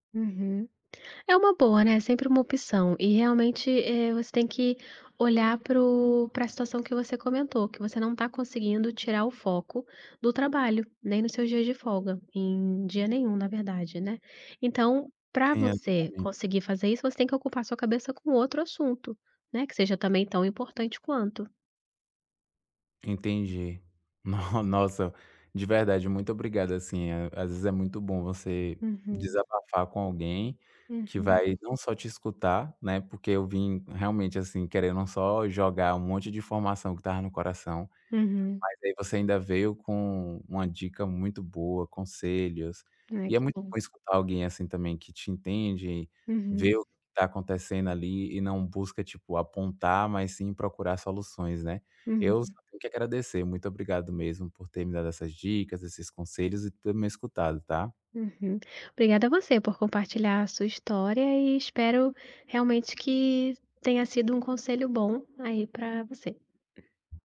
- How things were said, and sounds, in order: tapping; other background noise
- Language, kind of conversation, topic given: Portuguese, advice, Como posso equilibrar trabalho e vida pessoal para ter mais tempo para a minha família?